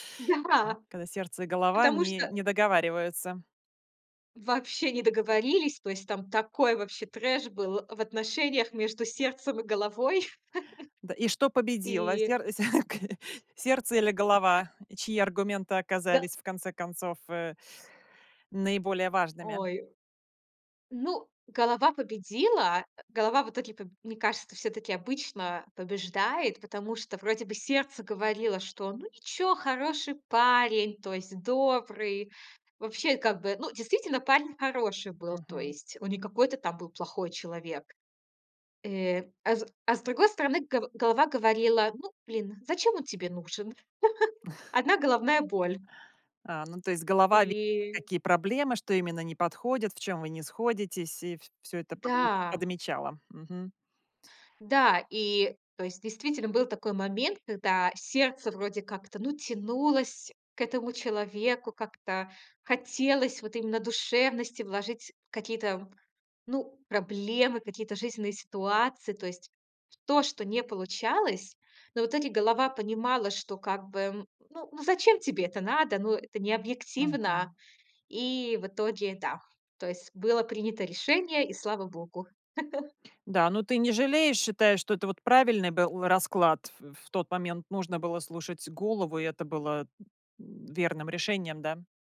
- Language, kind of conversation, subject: Russian, podcast, Когда, по-твоему, стоит слушать сердце, а когда — разум?
- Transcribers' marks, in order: laughing while speaking: "Да"; laugh; laughing while speaking: "сер окей"; laugh; chuckle; laugh